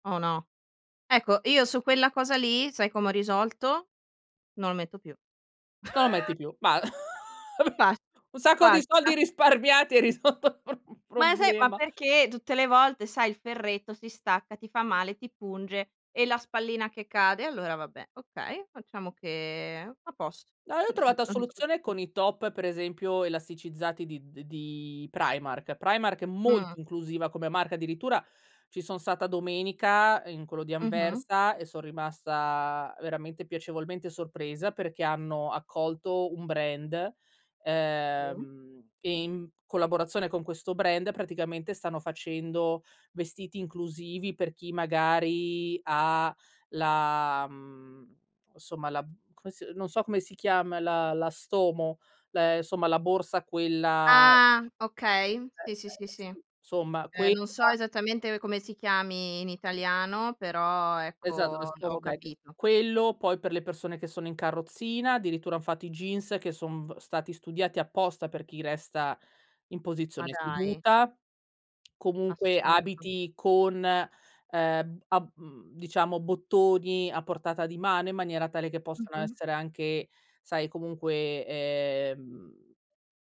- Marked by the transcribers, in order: chuckle; laughing while speaking: "risolto il prob problema"; stressed: "molto"; in English: "brand"; in English: "brand"; tapping
- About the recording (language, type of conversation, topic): Italian, podcast, Come si costruisce un guardaroba che racconti la tua storia?